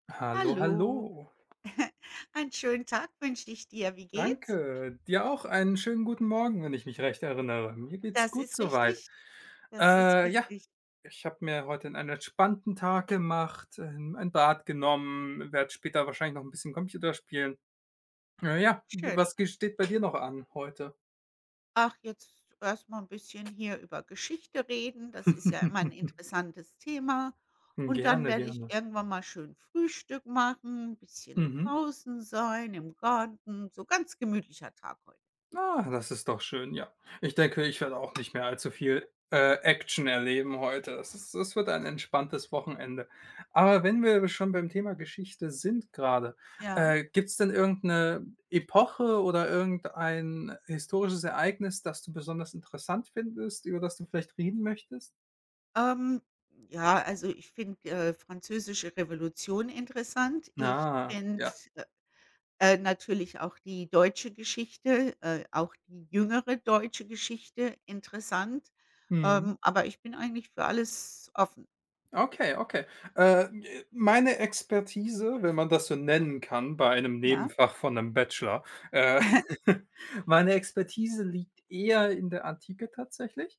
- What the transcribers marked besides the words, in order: chuckle; other background noise; chuckle; chuckle
- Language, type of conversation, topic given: German, unstructured, Wie kann uns die Geschichte dabei helfen, besser zusammenzuleben?